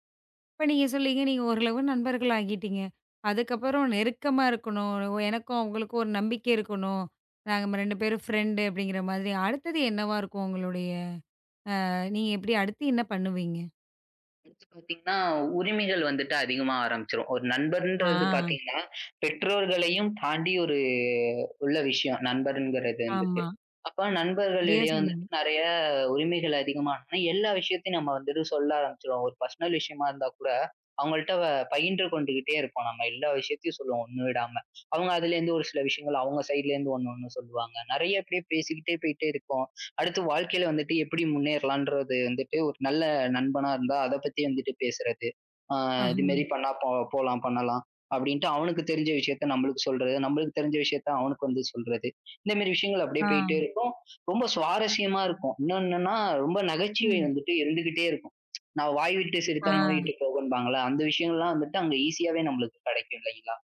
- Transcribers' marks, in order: in English: "ஃப்ரெண்டு"; drawn out: "ஒரு"; in English: "பெர்சனல்"; "பகிர்ந்து" said as "பயின்று"; in English: "சைட்ல"
- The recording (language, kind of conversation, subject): Tamil, podcast, புதிய நண்பர்களுடன் நெருக்கத்தை நீங்கள் எப்படிப் உருவாக்குகிறீர்கள்?